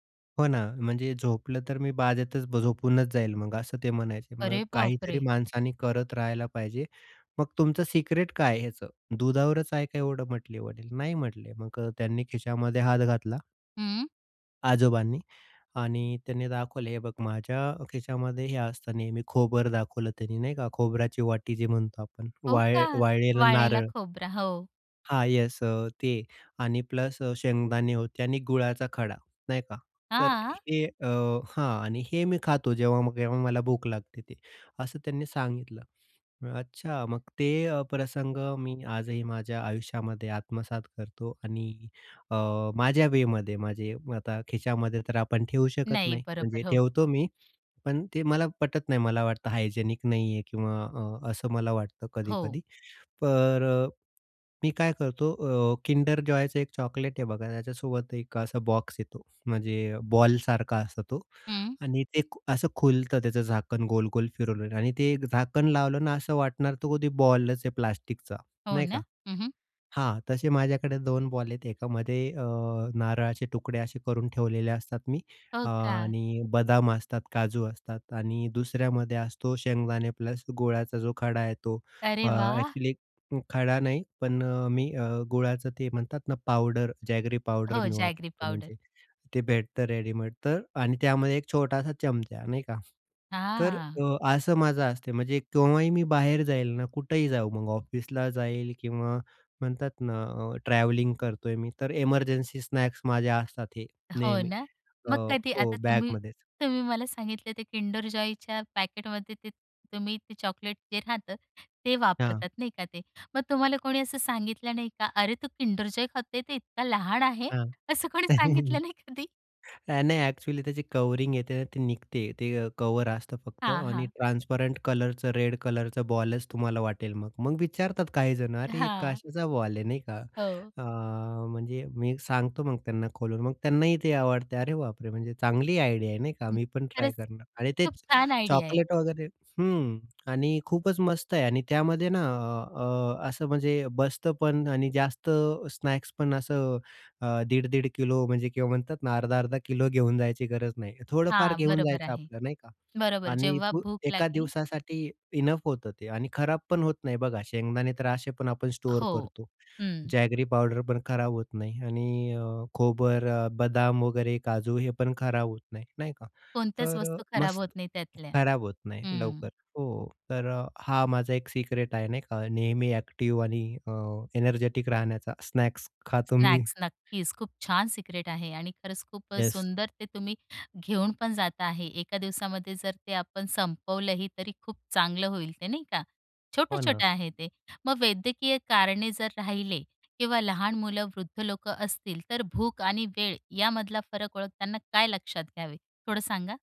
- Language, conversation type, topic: Marathi, podcast, भूक आणि जेवणाची ठरलेली वेळ यांतला फरक तुम्ही कसा ओळखता?
- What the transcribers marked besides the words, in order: in English: "सिक्रेट"; in English: "येस"; in English: "प्लस"; in English: "वेमध्ये"; in English: "हायजेनिक"; in English: "किंडर जॉयचं"; in English: "चॉकलेट"; in English: "बॉल"; in English: "बॉलच"; in English: "प्लास्टिकचा"; in English: "बॉल"; in English: "प्लस"; in English: "एक्चुअली"; in English: "जॅगरी"; in English: "जॅगरी"; in English: "रेडीमेड"; drawn out: "हां"; in English: "ट्रॅव्हलिंग"; in English: "एमर्जन्सी स्नॅक्स"; in English: "बॅगमध्ये"; in English: "किंडर जॉयच्या पॅकेटमध्ये"; in English: "चॉकलेट"; in English: "किंडर जॉय"; laughing while speaking: "असं कोणी सांगितलं नाही कधी?"; chuckle; in English: "एक्चुअली"; in English: "कवरिंग"; in English: "कव्हर"; in English: "ट्रान्सपरंट कलरचं, रेड कलरचं"; in English: "बॉल"; drawn out: "अ"; in English: "आयडिया"; in English: "आयडिया"; in English: "ट्राय"; in English: "चॉकलेट"; in English: "स्नॅक्स"; in English: "इनफ"; in English: "स्टोअर"; in English: "जॅगरी"; in English: "सीक्रेट"; in English: "एक्टिव्ह"; in English: "एनर्जेटिक"; in English: "स्नॅक्स"; in English: "स्नॅक्स"; laughing while speaking: "खातो मी"; in English: "सिक्रेट"; in English: "येस"